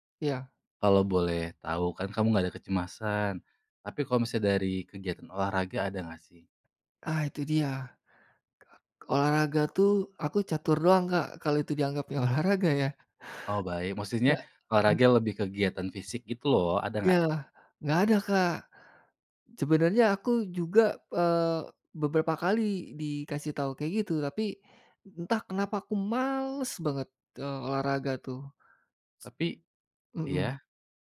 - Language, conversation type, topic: Indonesian, advice, Bagaimana saya gagal menjaga pola tidur tetap teratur dan mengapa saya merasa lelah saat bangun pagi?
- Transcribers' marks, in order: laughing while speaking: "olahraga"; unintelligible speech; stressed: "males"; other background noise